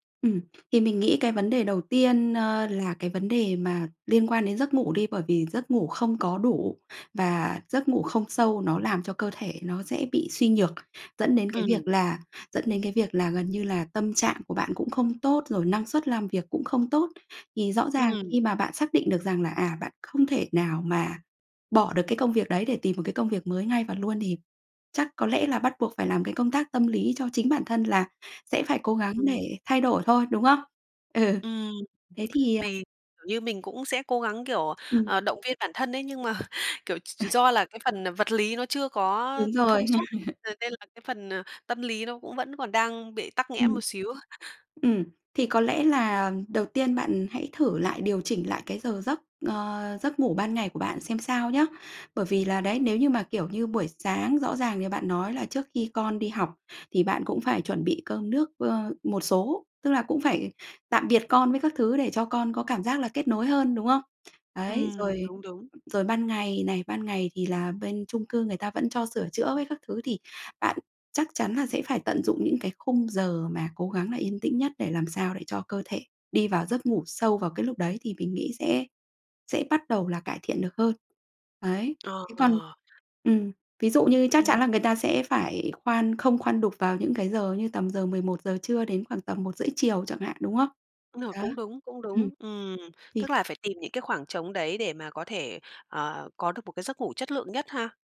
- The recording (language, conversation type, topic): Vietnamese, advice, Thay đổi lịch làm việc sang ca đêm ảnh hưởng thế nào đến giấc ngủ và gia đình bạn?
- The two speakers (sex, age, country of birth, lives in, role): female, 30-34, Vietnam, Vietnam, user; female, 35-39, Vietnam, Vietnam, advisor
- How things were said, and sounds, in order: tapping; laughing while speaking: "Ừ"; chuckle; laugh; sniff